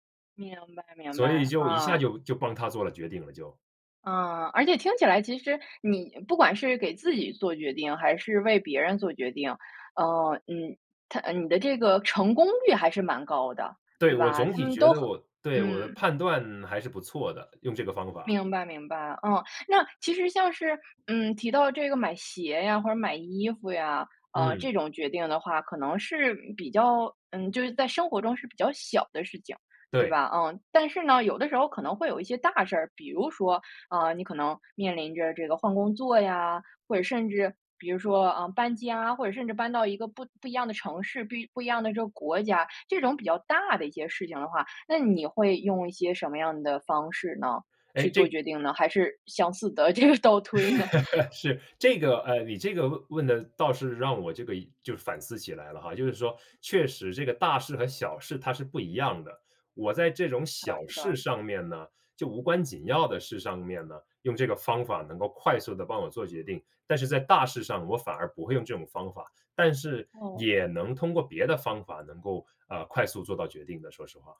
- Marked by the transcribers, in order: laughing while speaking: "这个倒推呢？"; laughing while speaking: "是"; other background noise
- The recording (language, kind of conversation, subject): Chinese, podcast, 选项太多时，你一般怎么快速做决定？